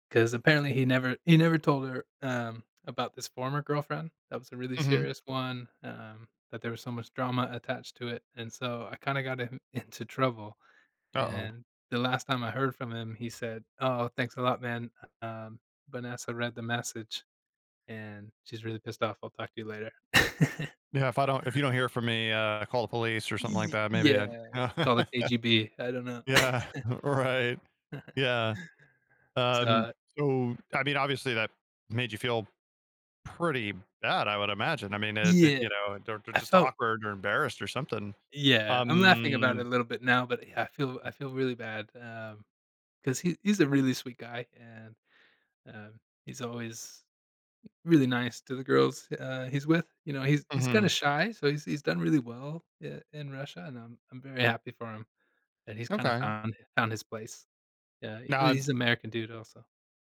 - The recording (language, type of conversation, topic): English, advice, How should I apologize after sending a message to the wrong person?
- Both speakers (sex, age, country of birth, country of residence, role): male, 35-39, United States, United States, user; male, 40-44, United States, United States, advisor
- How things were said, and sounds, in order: chuckle; chuckle; laugh; laughing while speaking: "Yeah. Right"; chuckle; drawn out: "Um"; other background noise